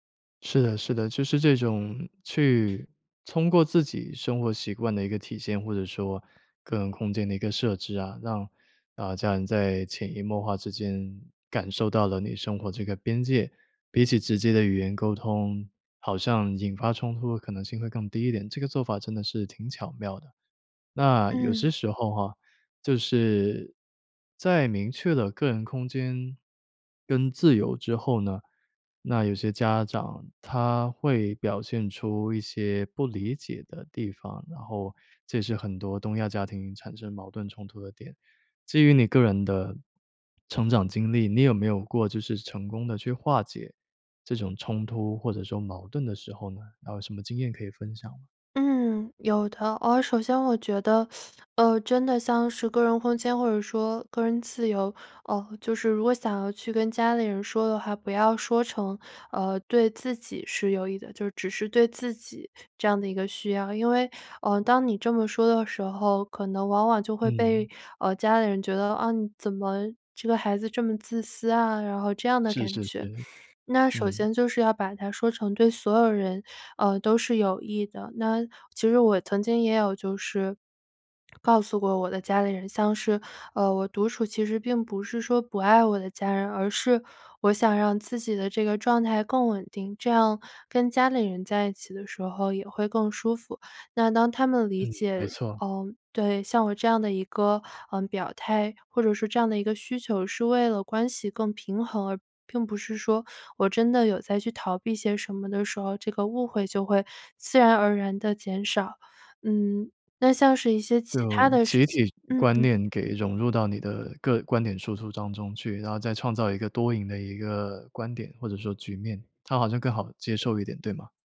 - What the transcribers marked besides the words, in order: other background noise; teeth sucking
- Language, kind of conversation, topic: Chinese, podcast, 如何在家庭中保留个人空间和自由？